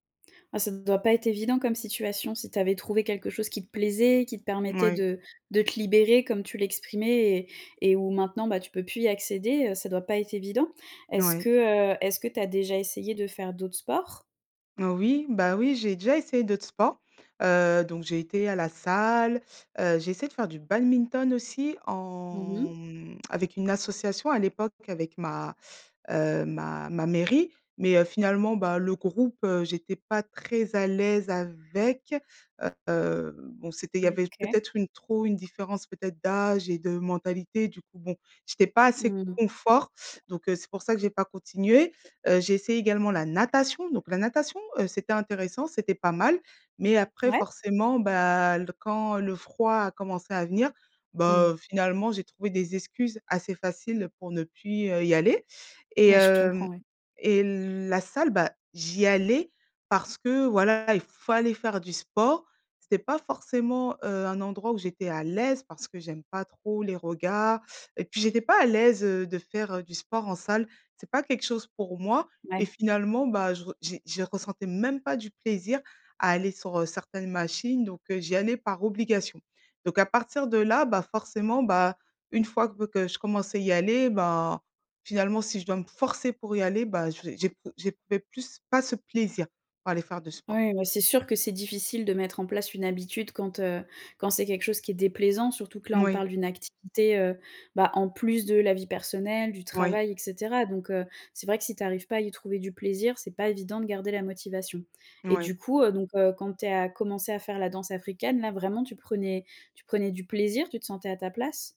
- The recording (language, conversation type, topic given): French, advice, Comment remplacer mes mauvaises habitudes par de nouvelles routines durables sans tout changer brutalement ?
- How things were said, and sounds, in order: drawn out: "en"; tsk; stressed: "confort"; other background noise; stressed: "natation"; tapping; stressed: "l'aise"; stressed: "forcer"; stressed: "plus"